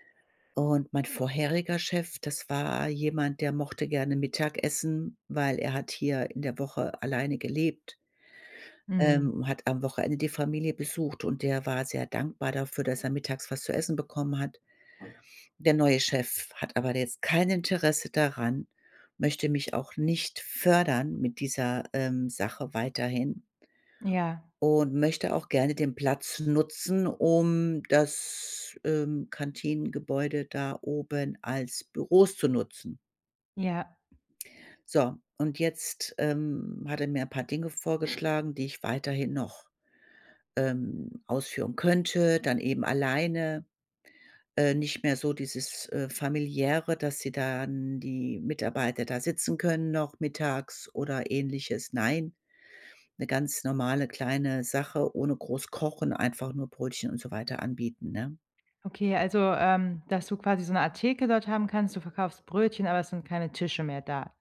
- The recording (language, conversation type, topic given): German, advice, Wie kann ich loslassen und meine Zukunft neu planen?
- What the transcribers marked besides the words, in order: other background noise; stressed: "fördern"